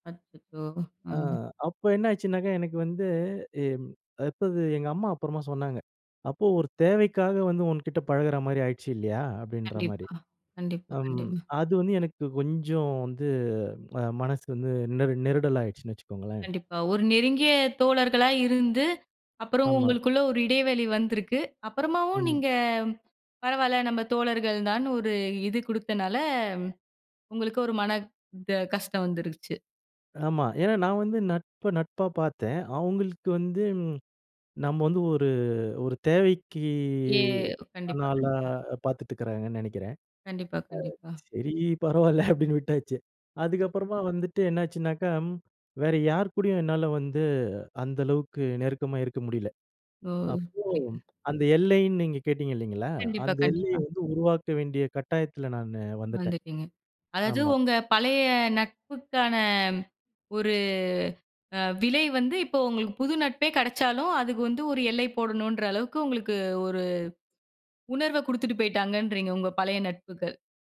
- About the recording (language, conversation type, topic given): Tamil, podcast, நண்பர்கள் இடையே எல்லைகள் வைத்துக் கொள்ள வேண்டுமா?
- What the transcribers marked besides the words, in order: other background noise; laughing while speaking: "சரி பரவால அப்படின்னு விட்டாச்சு"; unintelligible speech; unintelligible speech